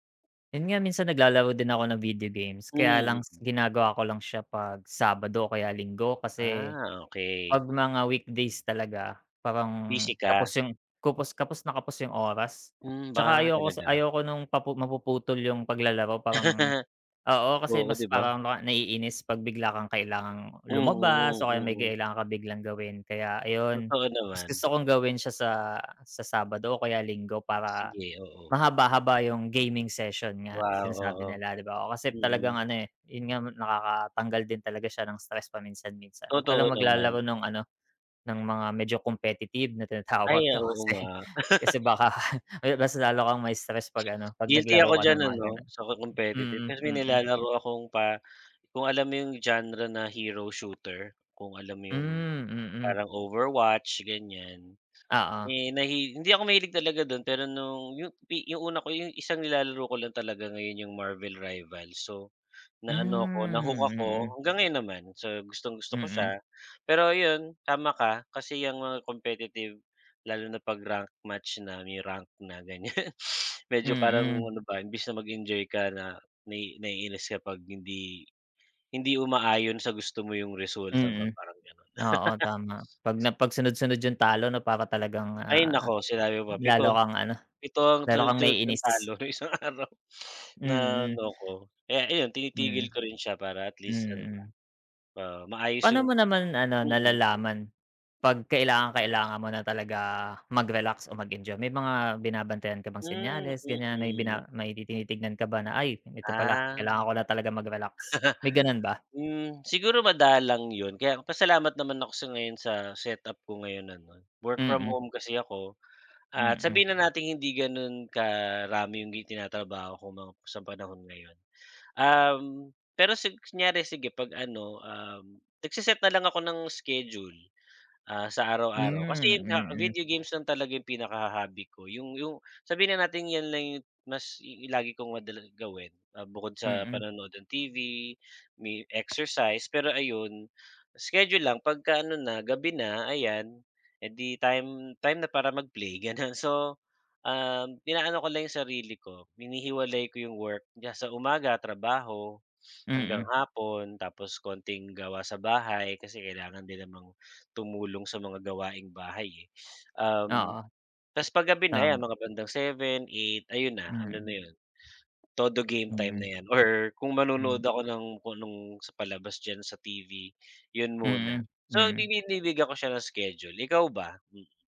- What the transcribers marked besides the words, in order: other background noise; tapping; laugh; laughing while speaking: "tinatawag daw kasi"; laugh; laughing while speaking: "baka"; laughing while speaking: "ganyan"; laugh; laughing while speaking: "sa isang araw"; chuckle
- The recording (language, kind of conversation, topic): Filipino, unstructured, Ano ang ginagawa mo kapag gusto mong pasayahin ang sarili mo?